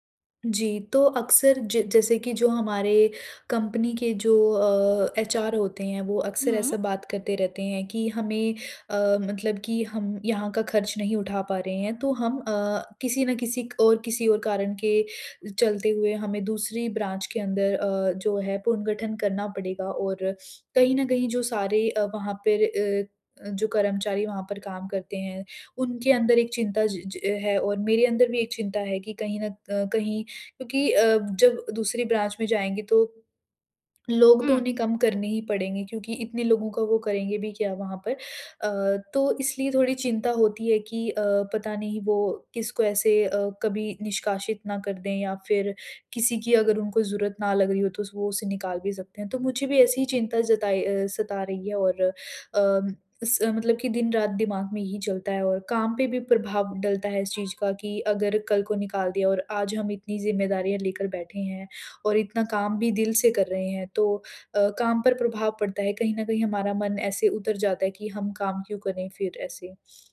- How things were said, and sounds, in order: in English: "ब्रांच"; in English: "ब्रांच"; other background noise
- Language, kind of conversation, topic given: Hindi, advice, कंपनी में पुनर्गठन के चलते क्या आपको अपनी नौकरी को लेकर अनिश्चितता महसूस हो रही है?